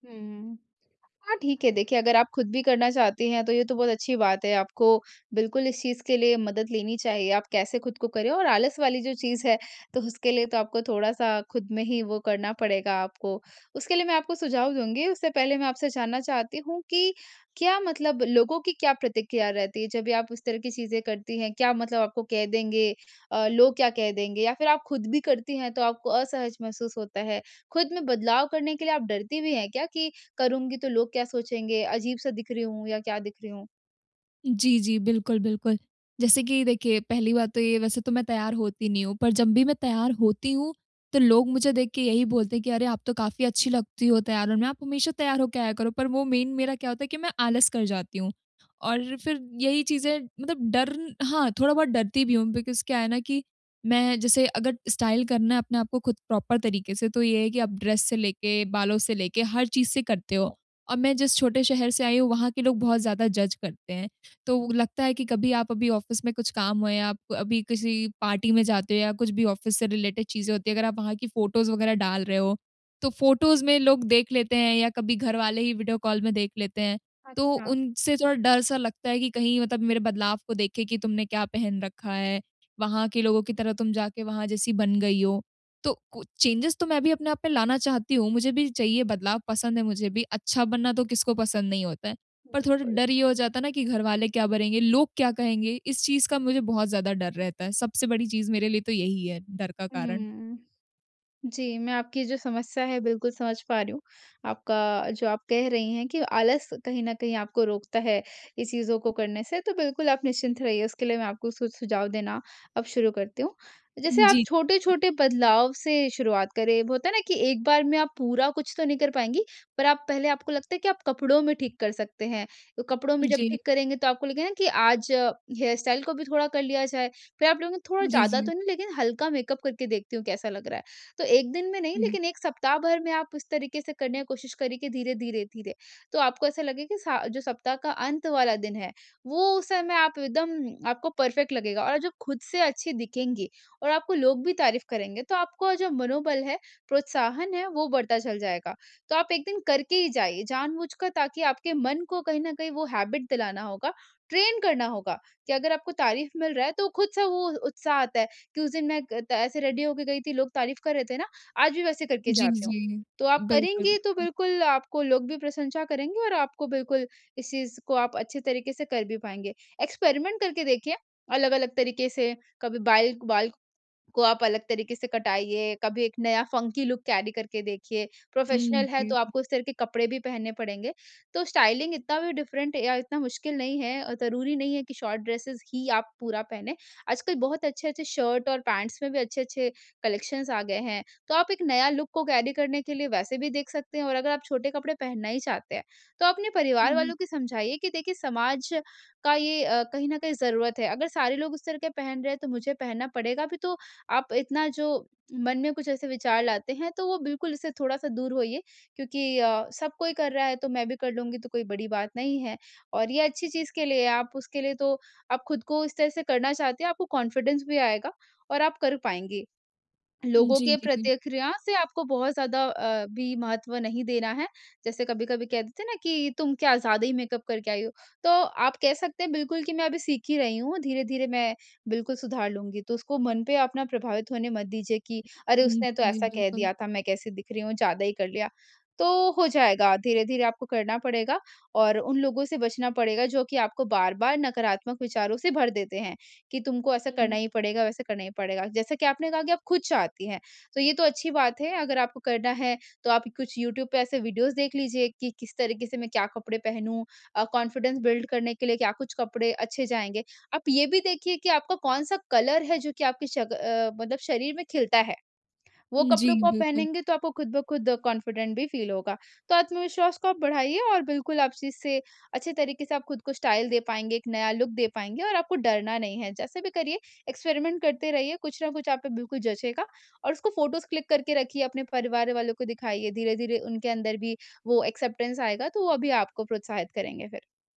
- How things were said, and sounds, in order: in English: "मेन"; in English: "बिकॉज़"; in English: "स्टाइल"; in English: "प्रॉपर"; in English: "ड्रेस"; in English: "जज"; in English: "ऑफिस"; in English: "ऑफिस"; in English: "रिलेटेड"; in English: "फोटोज़"; in English: "फोटोज़"; in English: "चेंजेस"; other background noise; in English: "हेयर स्टाइल"; in English: "परफेक्ट"; in English: "हैबिट"; in English: "ट्रेन"; in English: "रेडी"; in English: "एक्सपेरिमेंट"; in English: "फंकी लुक कैरी"; in English: "प्रोफेशनल"; in English: "स्टाइलिंग"; in English: "डिफरेंट"; in English: "शॉर्ट ड्रेसेज़"; in English: "पैंट्स"; in English: "कलेक्शन्स"; in English: "लुक"; in English: "कैरी"; in English: "कॉन्फिडेंस"; in English: "वीडियोज़"; in English: "कॉन्फिडेंस बिल्ड"; in English: "कलर"; in English: "कॉन्फिडेंट"; in English: "फील"; in English: "स्टाइल"; in English: "लुक"; in English: "एक्सपेरिमेंट"; in English: "फोटोज़ क्लिक"; in English: "एक्सेप्टेंस"
- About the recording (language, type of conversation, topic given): Hindi, advice, नया रूप या पहनावा अपनाने में मुझे डर क्यों लगता है?